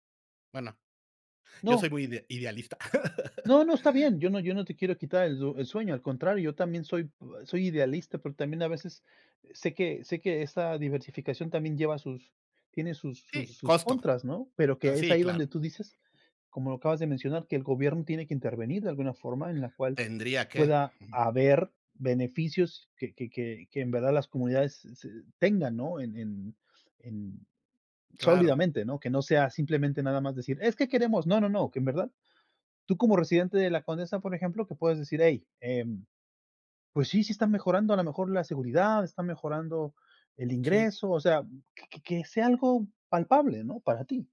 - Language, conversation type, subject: Spanish, unstructured, ¿Piensas que el turismo masivo destruye la esencia de los lugares?
- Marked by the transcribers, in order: laugh